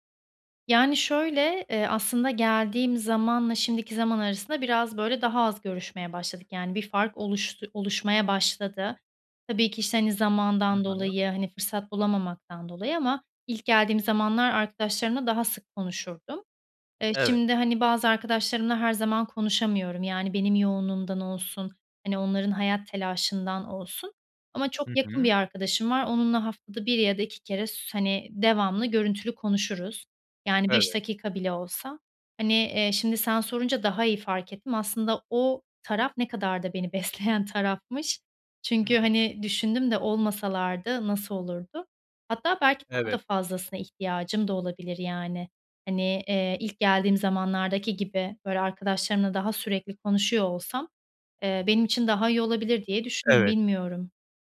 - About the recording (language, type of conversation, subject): Turkish, advice, Büyük bir hayat değişikliğinden sonra kimliğini yeniden tanımlamakta neden zorlanıyorsun?
- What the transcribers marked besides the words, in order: tapping; laughing while speaking: "besleyen"